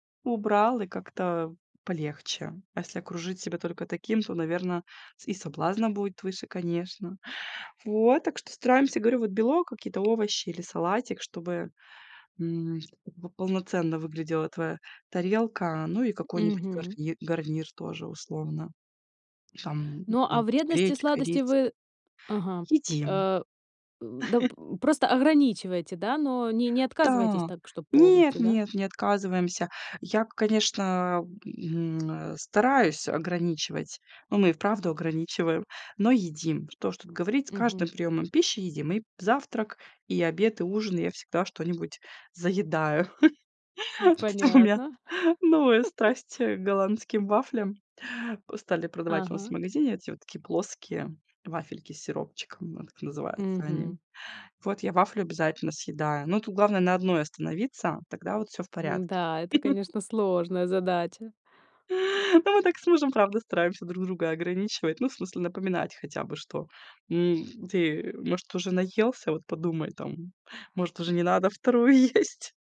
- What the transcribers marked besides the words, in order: tapping; chuckle; chuckle; laughing while speaking: "новая страсть, э, к голландским вафлям"; laugh; chuckle; other background noise; laughing while speaking: "вторую есть"
- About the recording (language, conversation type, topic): Russian, podcast, Как ты стараешься правильно питаться в будни?